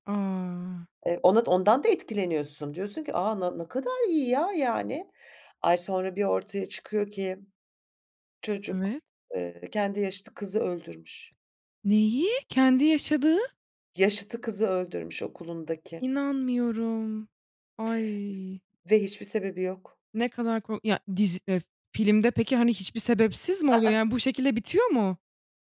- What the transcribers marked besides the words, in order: surprised: "Neyi? Kendi yaşadığı?"; drawn out: "İnanmıyorum, ay"; other background noise
- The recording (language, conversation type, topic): Turkish, podcast, En son hangi film ya da dizi sana ilham verdi, neden?